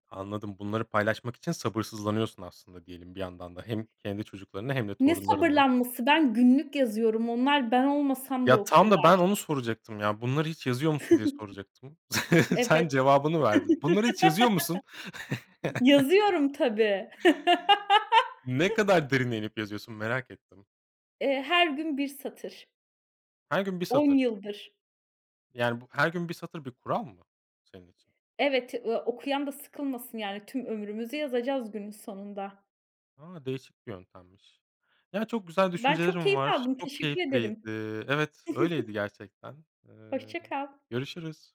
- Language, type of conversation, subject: Turkish, podcast, Kendine şefkat göstermeyi nasıl öğreniyorsun?
- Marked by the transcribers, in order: giggle; chuckle; chuckle; laugh; drawn out: "keyifliydi"; giggle